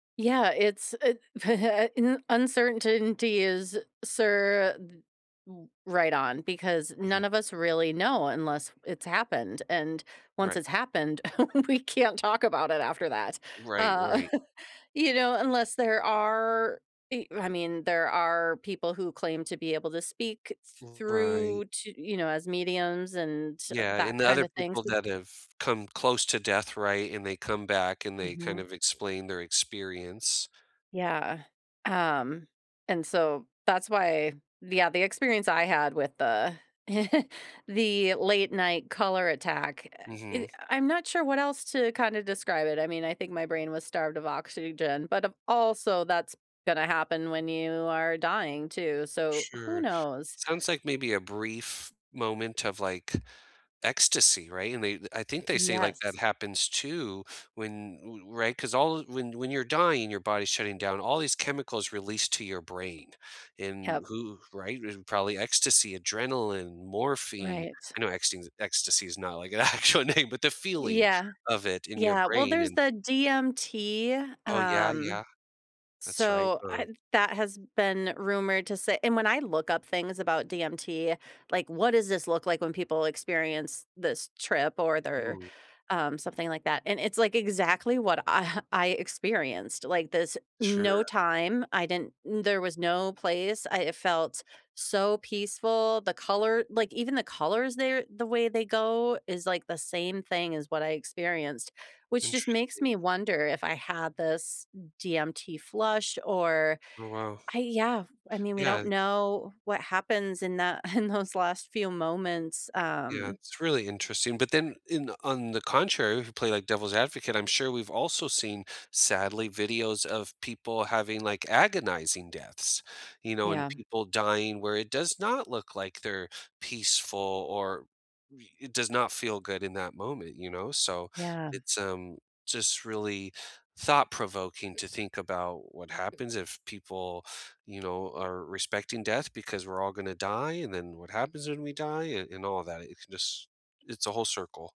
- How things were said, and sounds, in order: chuckle; "uncertainty" said as "uncertainenty"; chuckle; laughing while speaking: "we can't talk about it after that"; laugh; other background noise; chuckle; tapping; laughing while speaking: "an actual name"; chuckle
- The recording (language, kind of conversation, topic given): English, unstructured, How can confronting death make life feel more meaningful?
- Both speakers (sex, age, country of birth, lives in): female, 40-44, United States, United States; male, 40-44, United States, United States